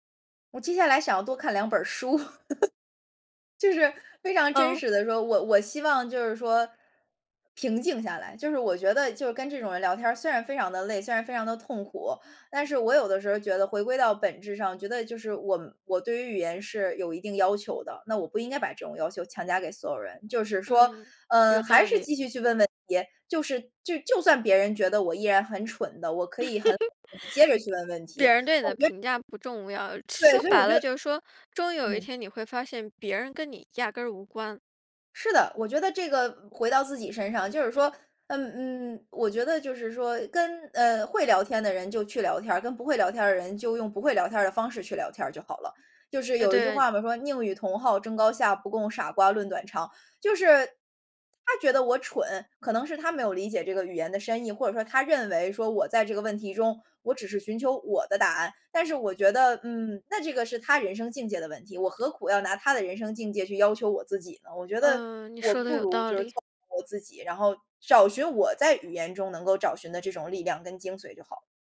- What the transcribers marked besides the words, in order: laughing while speaking: "书"; laugh; laugh; other background noise
- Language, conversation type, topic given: Chinese, podcast, 你从大自然中学到了哪些人生道理？